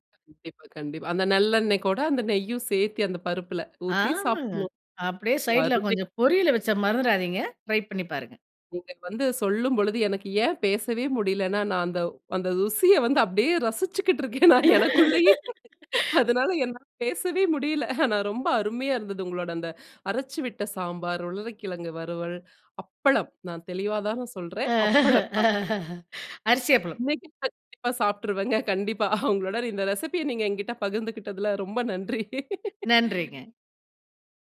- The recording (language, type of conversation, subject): Tamil, podcast, இந்த ரெசிபியின் ரகசியம் என்ன?
- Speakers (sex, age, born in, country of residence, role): female, 35-39, India, India, host; female, 40-44, India, India, guest
- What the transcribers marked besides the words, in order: laugh; laughing while speaking: "நான் எனக்குள்ளயே. அதனால என்னால பேசவே முடியல"; laugh; chuckle; in English: "ரெசிபி"; laugh